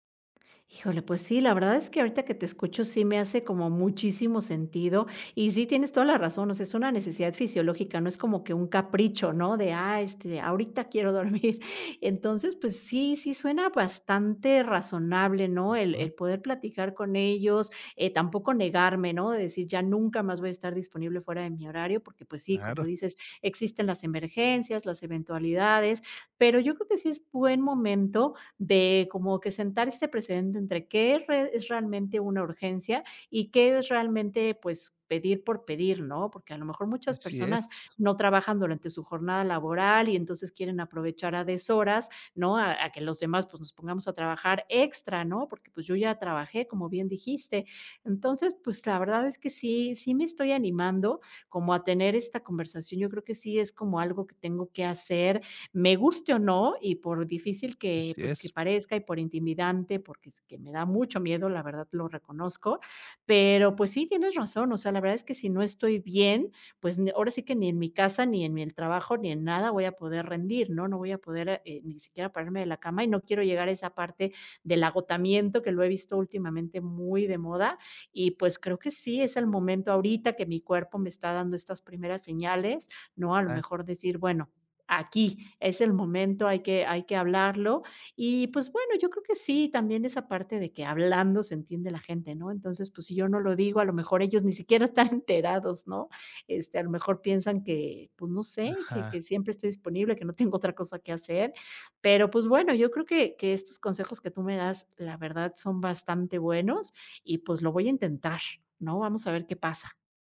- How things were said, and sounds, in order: laughing while speaking: "dormir"; laughing while speaking: "ni siquiera están enterados"
- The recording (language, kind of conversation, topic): Spanish, advice, ¿De qué manera estoy descuidando mi salud por enfocarme demasiado en el trabajo?